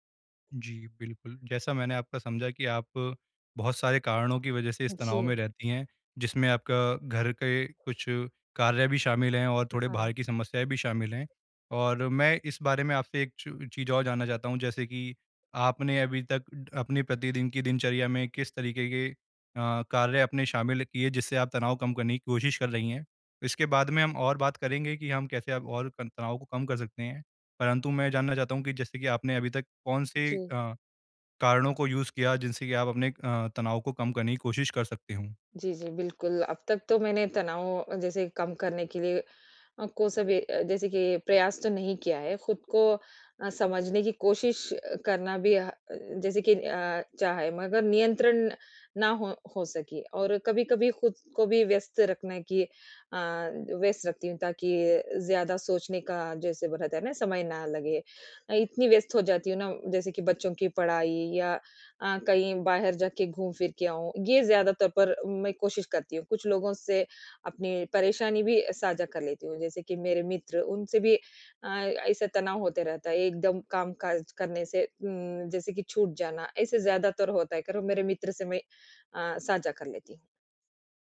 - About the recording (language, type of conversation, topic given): Hindi, advice, मैं कैसे पहचानूँ कि कौन-सा तनाव मेरे नियंत्रण में है और कौन-सा नहीं?
- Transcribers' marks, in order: in English: "यूज़"